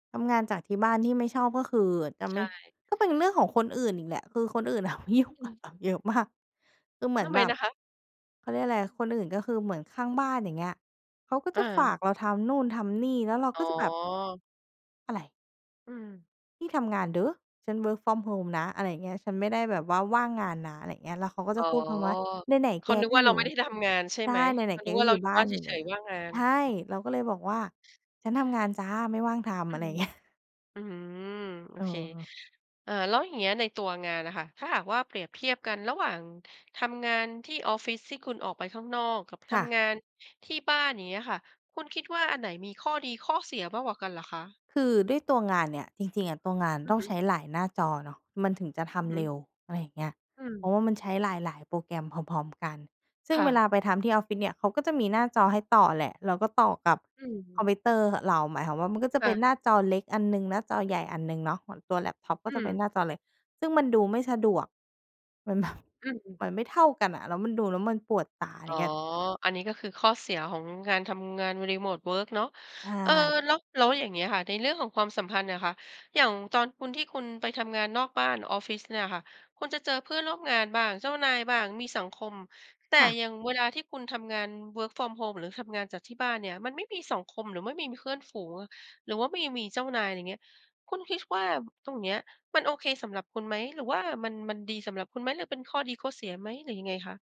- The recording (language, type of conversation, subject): Thai, podcast, การทำงานจากที่บ้านสอนอะไรให้คุณบ้าง?
- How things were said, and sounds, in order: laughing while speaking: "น่ะมายุ่งกับเรา"; laughing while speaking: "มาก"; in English: "work from home"; other background noise; laughing while speaking: "เงี้ย"; tapping; laughing while speaking: "แบบ"; in English: "รีโมตเวิร์ก"; in English: "work from home"